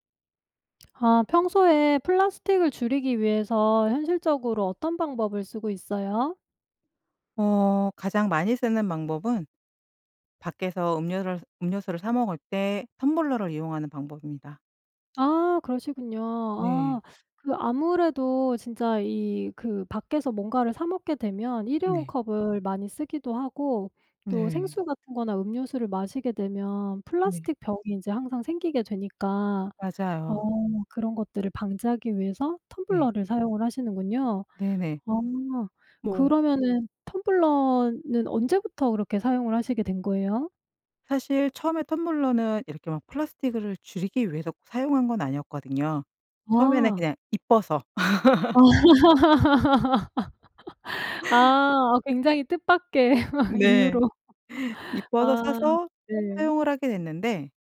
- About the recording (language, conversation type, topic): Korean, podcast, 플라스틱 사용을 현실적으로 줄일 수 있는 방법은 무엇인가요?
- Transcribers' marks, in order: teeth sucking; background speech; laugh; laugh; laughing while speaking: "이유로"; laugh